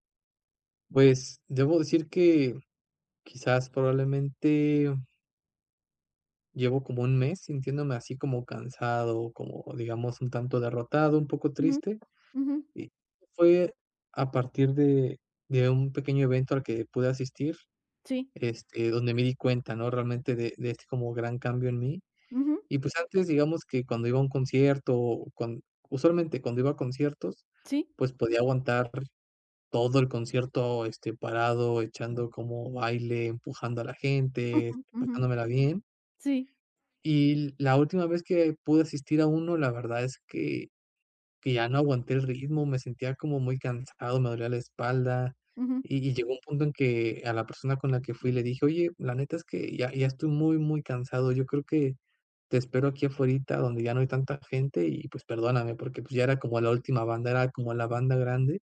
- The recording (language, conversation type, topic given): Spanish, advice, ¿Por qué no tengo energía para actividades que antes disfrutaba?
- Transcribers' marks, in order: none